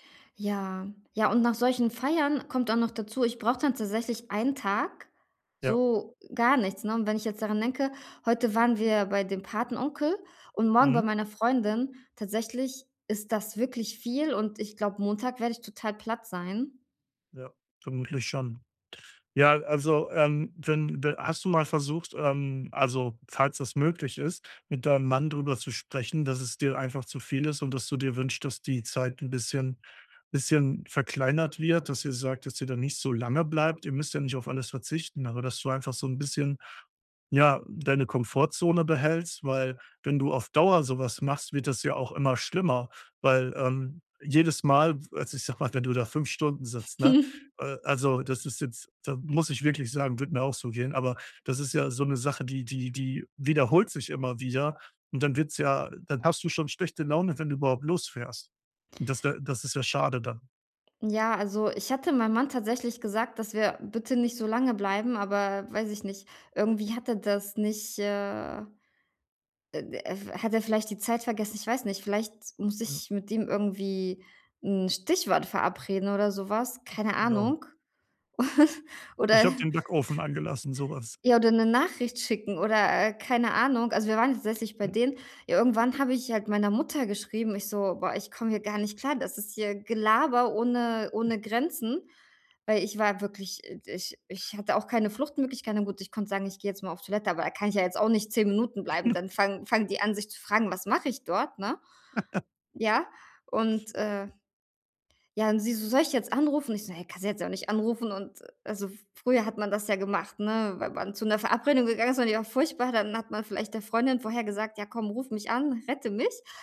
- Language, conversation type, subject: German, advice, Warum fühle ich mich bei Feiern mit Freunden oft ausgeschlossen?
- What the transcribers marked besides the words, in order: snort; other background noise; chuckle; chuckle; chuckle